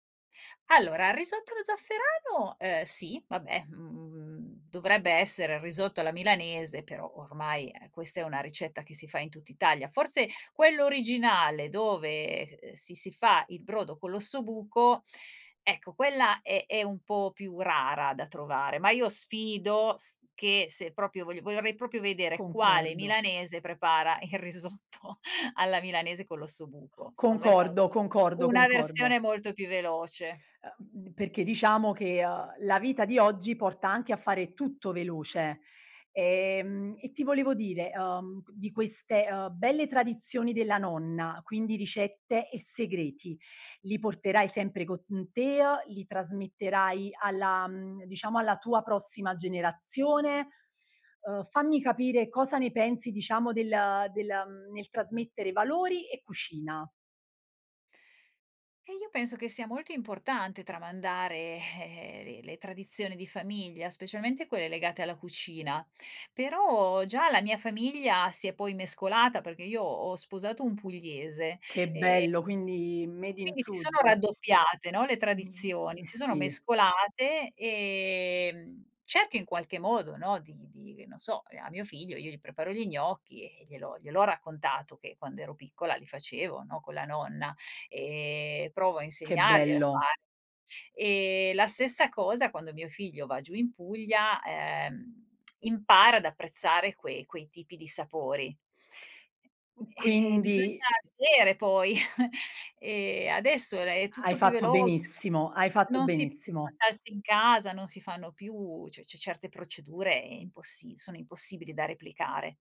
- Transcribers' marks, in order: other background noise; "proprio" said as "propio"; "proprio" said as "propio"; laughing while speaking: "il risotto"; in English: "made in"; tsk; tapping; chuckle
- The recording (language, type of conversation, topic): Italian, podcast, Come si tramandano le ricette e i segreti di cucina in casa tua?